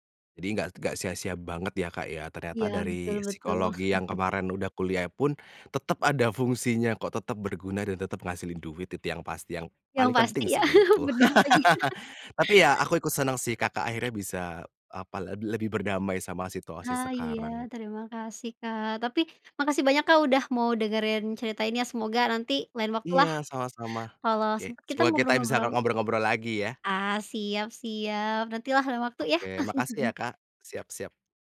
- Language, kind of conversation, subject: Indonesian, podcast, Pernah ngerasa tersesat? Gimana kamu keluar dari situ?
- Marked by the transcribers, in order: chuckle; chuckle; "kita" said as "kitai"; chuckle